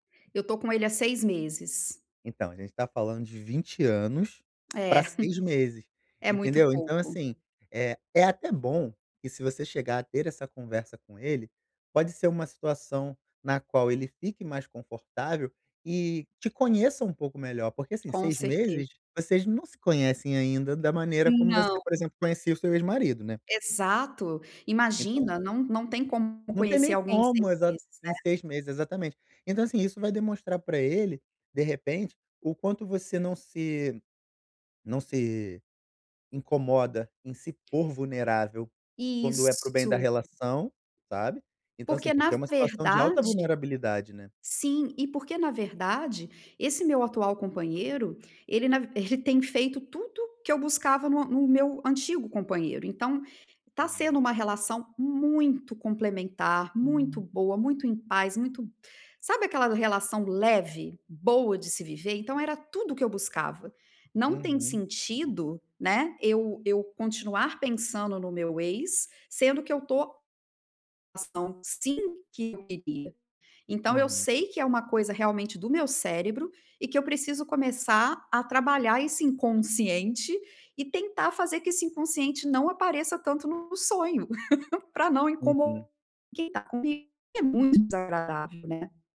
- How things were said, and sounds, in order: tapping; chuckle; other background noise; chuckle
- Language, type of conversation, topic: Portuguese, advice, Como posso estabelecer limites para me reconectar comigo mesmo?